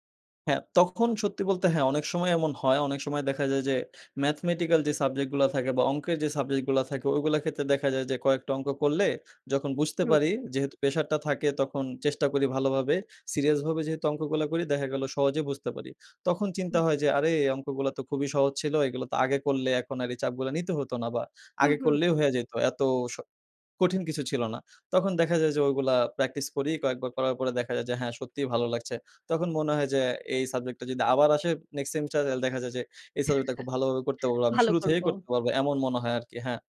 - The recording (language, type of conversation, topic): Bengali, podcast, পরীক্ষার চাপের মধ্যে তুমি কীভাবে সামলে থাকো?
- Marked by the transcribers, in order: in English: "Mathematical"; "হলে" said as "হেল"; laugh